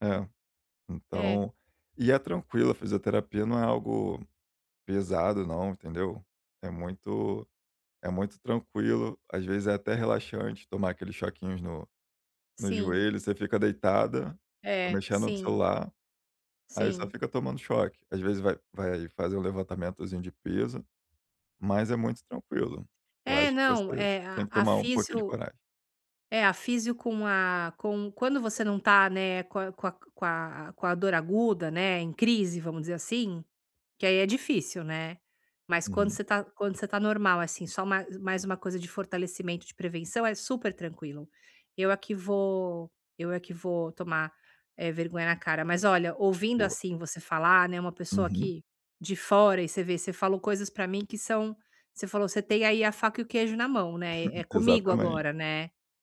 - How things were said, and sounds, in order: none
- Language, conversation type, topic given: Portuguese, advice, Como posso substituir o tempo sedentário por movimentos leves?